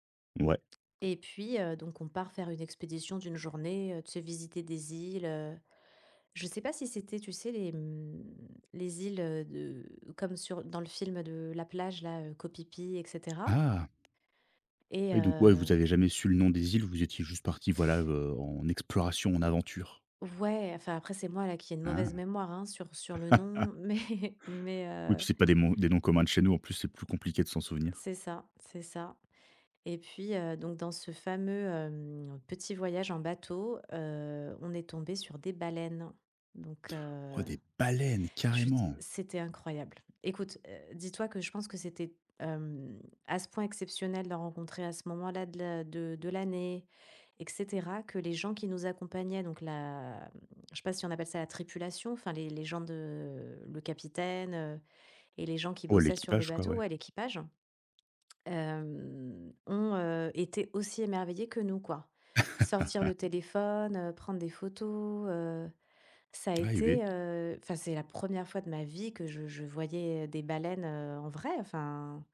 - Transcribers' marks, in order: tapping; other background noise; laugh; laughing while speaking: "Mais"; stressed: "baleines"; laugh
- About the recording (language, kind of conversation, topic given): French, podcast, Peux-tu me raconter une rencontre inattendue avec un animal sauvage ?